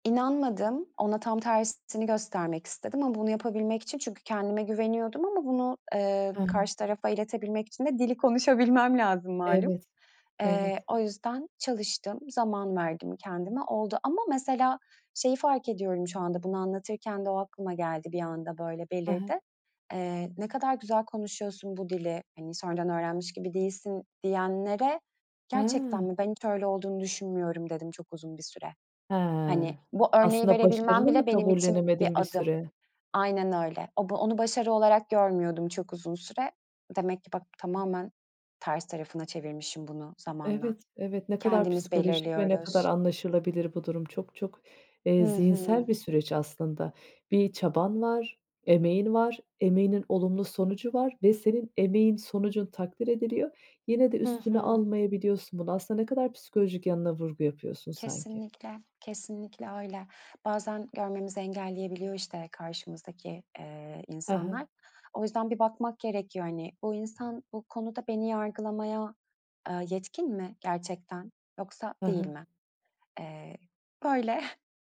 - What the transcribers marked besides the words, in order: laughing while speaking: "konuşabilmem"; tapping; chuckle
- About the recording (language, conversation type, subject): Turkish, podcast, Başarısızlıktan sonra yeniden denemek için ne gerekir?